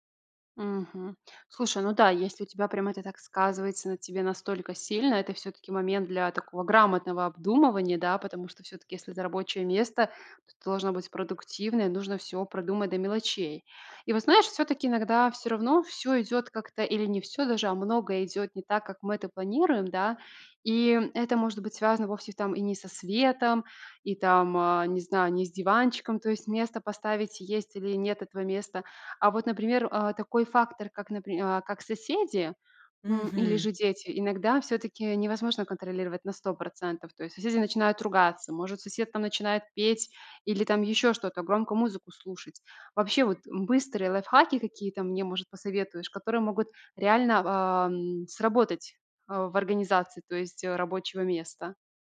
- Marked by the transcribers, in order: none
- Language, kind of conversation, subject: Russian, podcast, Как вы обустраиваете домашнее рабочее место?